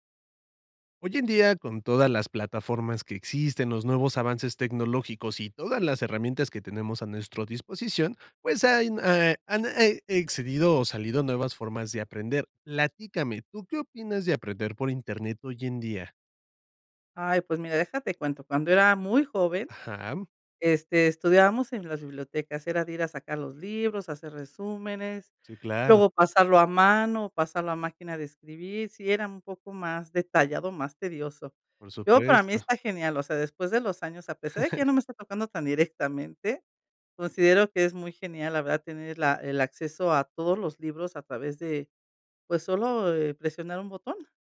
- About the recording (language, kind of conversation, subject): Spanish, podcast, ¿Qué opinas de aprender por internet hoy en día?
- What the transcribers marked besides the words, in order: chuckle